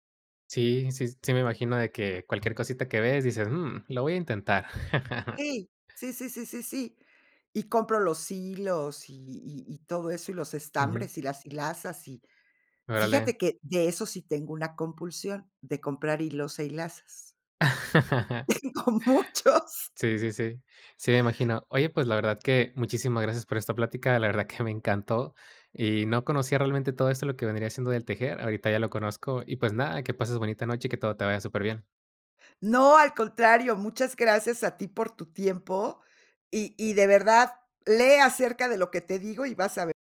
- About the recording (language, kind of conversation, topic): Spanish, podcast, ¿Cómo te permites descansar sin culpa?
- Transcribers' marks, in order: laugh; chuckle; laughing while speaking: "Tengo muchos"